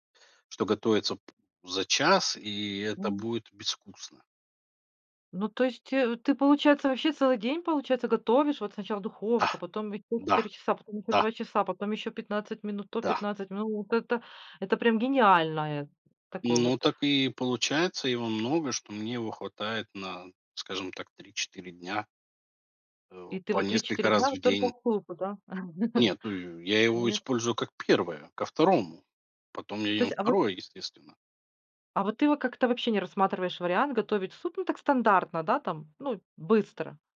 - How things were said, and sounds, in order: joyful: "Да. Да. Да"; tapping; chuckle
- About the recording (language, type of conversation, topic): Russian, podcast, Что самое важное нужно учитывать при приготовлении супов?
- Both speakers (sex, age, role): female, 40-44, host; male, 40-44, guest